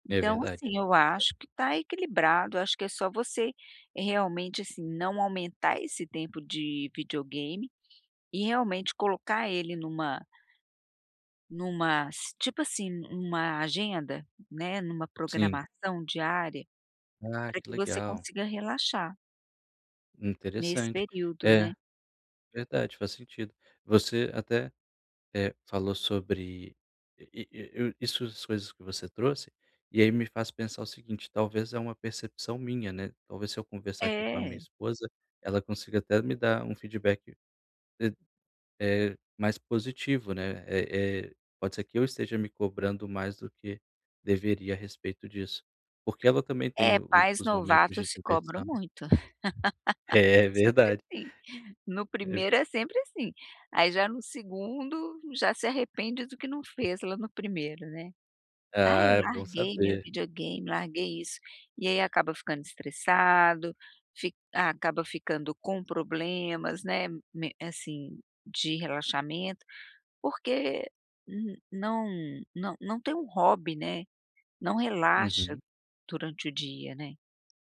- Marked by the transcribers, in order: tapping; laugh
- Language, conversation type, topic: Portuguese, advice, Como posso equilibrar melhor a diversão e as minhas responsabilidades?